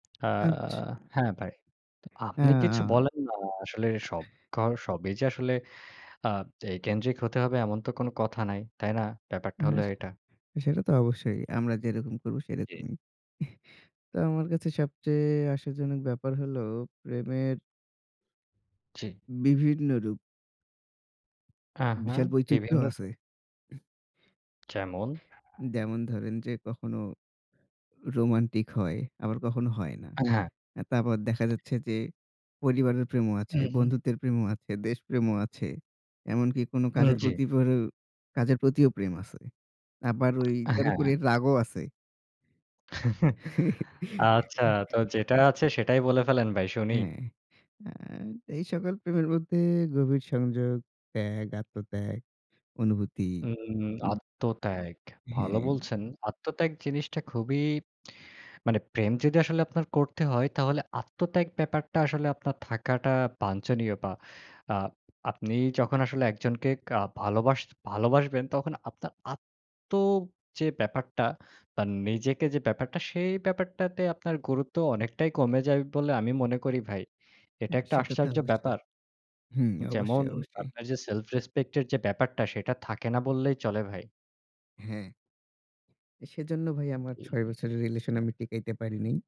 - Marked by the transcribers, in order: tapping; chuckle; "আশ্চর্য" said as "আশ্চার্য"; in English: "self respect"; in English: "relation"
- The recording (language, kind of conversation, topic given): Bengali, unstructured, তোমার জীবনে প্রেমের কারণে ঘটে যাওয়া সবচেয়ে বড় আশ্চর্য ঘটনা কী?